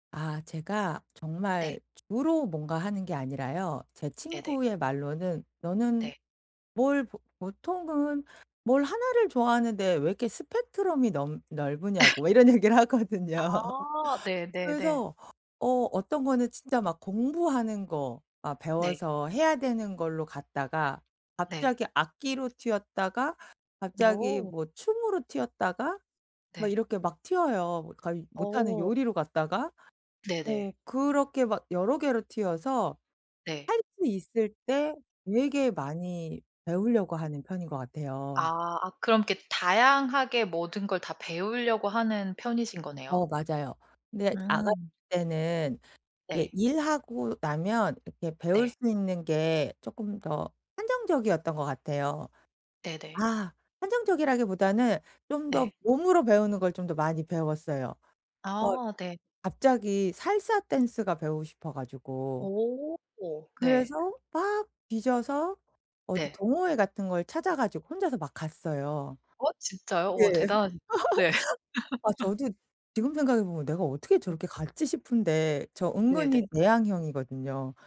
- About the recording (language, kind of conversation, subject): Korean, podcast, 평생 학습을 시작하게 된 계기가 무엇인가요?
- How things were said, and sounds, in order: other background noise; laugh; laughing while speaking: "이런 얘기를 하거든요"; tapping; laughing while speaking: "네"; laugh; unintelligible speech; laughing while speaking: "네"; laugh